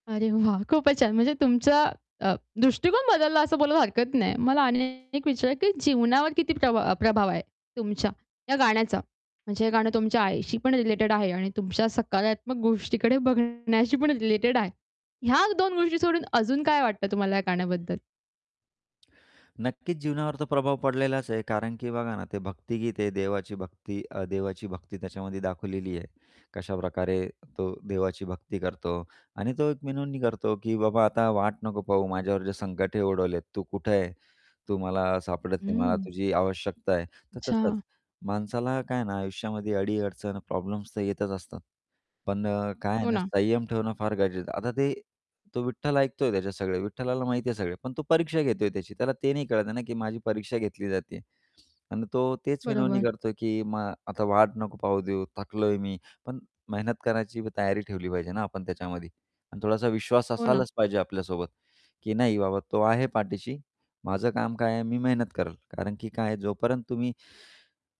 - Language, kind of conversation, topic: Marathi, podcast, कुटुंबात गायली जाणारी गाणी ऐकली की तुम्हाला काय आठवतं?
- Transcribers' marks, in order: laughing while speaking: "वाह!"; distorted speech; static; other background noise; tapping